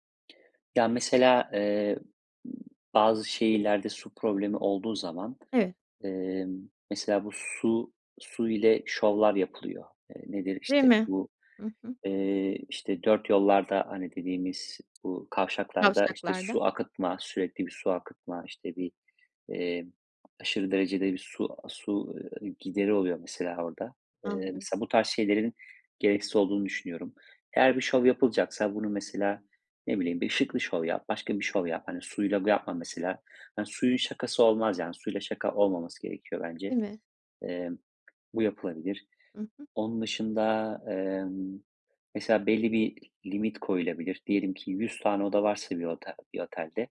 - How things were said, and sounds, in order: tapping
- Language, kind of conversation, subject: Turkish, podcast, Su tasarrufu için pratik önerilerin var mı?